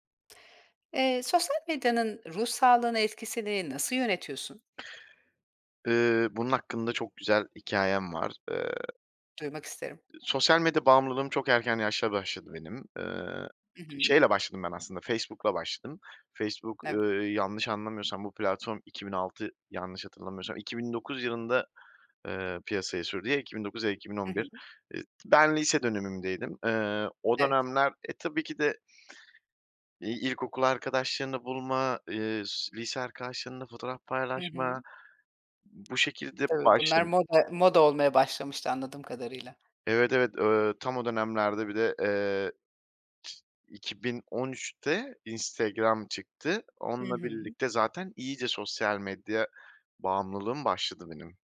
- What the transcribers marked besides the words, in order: other background noise; tapping
- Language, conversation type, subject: Turkish, podcast, Sosyal medyanın ruh sağlığı üzerindeki etkisini nasıl yönetiyorsun?